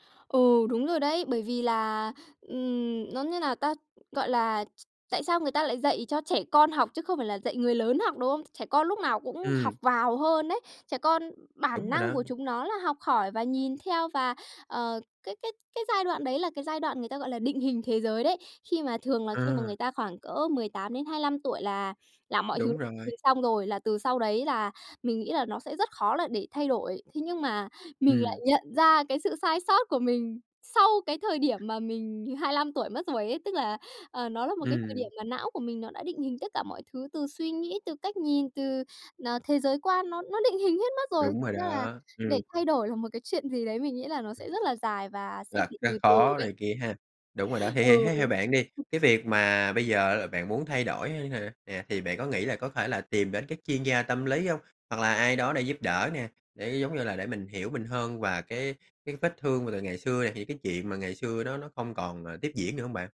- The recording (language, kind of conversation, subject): Vietnamese, podcast, Bạn có thể kể về một cuộc trò chuyện đã thay đổi hướng đi của bạn không?
- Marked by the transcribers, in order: other background noise